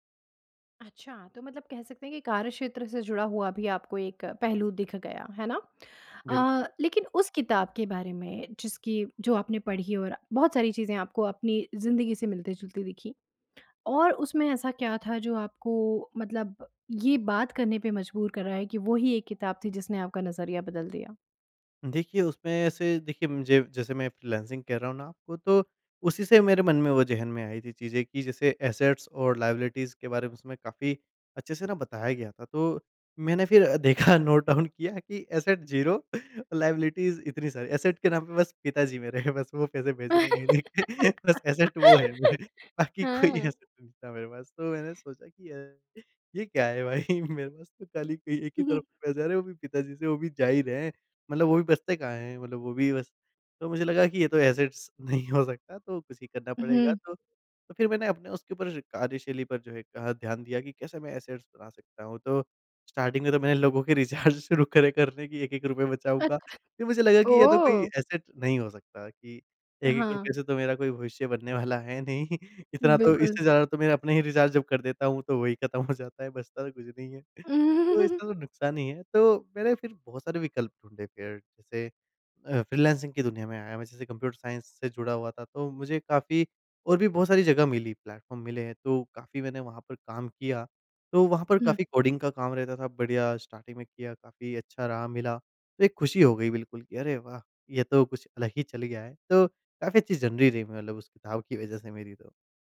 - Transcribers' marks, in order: in English: "एसेट्स"; in English: "लायबिलिटीज़"; laughing while speaking: "देखा नोट डाउन किया कि … ही रहे हैं"; in English: "नोट डाउन"; in English: "एसेट ज़ीरो"; in English: "लायबिलिटीज़"; in English: "एसेट"; giggle; in English: "एसेट"; in English: "एसेट"; in English: "एसेट्स"; laughing while speaking: "नहीं हो सकता"; in English: "एसेट्स"; in English: "स्टार्टिंग"; laughing while speaking: "मैंने लोगों के रिचार्ज शुरू … मुझे लगा कि"; in English: "एसेट"; laughing while speaking: "बनने वाला है नहीं। इतना … कुछ नहीं है"; laugh; in English: "स्टार्टिंग"; in English: "जर्नी"
- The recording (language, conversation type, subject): Hindi, podcast, क्या किसी किताब ने आपका नज़रिया बदल दिया?
- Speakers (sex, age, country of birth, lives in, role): female, 35-39, India, India, host; male, 25-29, India, India, guest